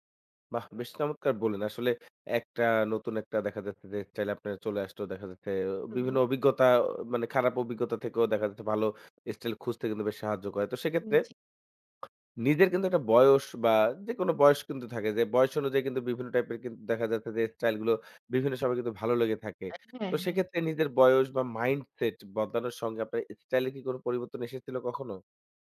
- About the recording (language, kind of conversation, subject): Bengali, podcast, কোন মুহূর্তটি আপনার ব্যক্তিগত সাজপোশাকের ধরন বদলানোর কারণ হয়েছিল?
- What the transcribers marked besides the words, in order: other background noise; in English: "মাইন্ডসেট"